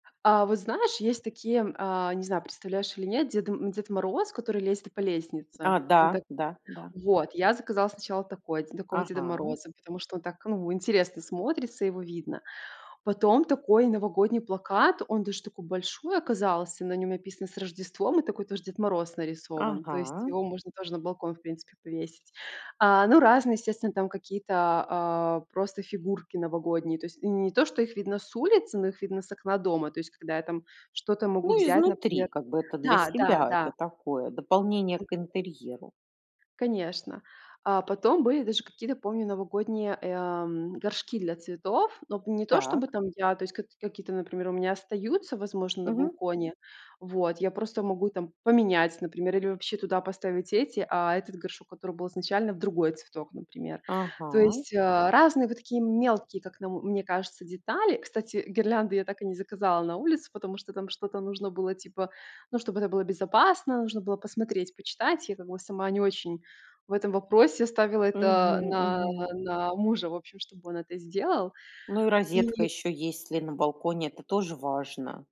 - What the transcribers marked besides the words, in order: other noise
- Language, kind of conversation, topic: Russian, podcast, Какой балкон или лоджия есть в твоём доме и как ты их используешь?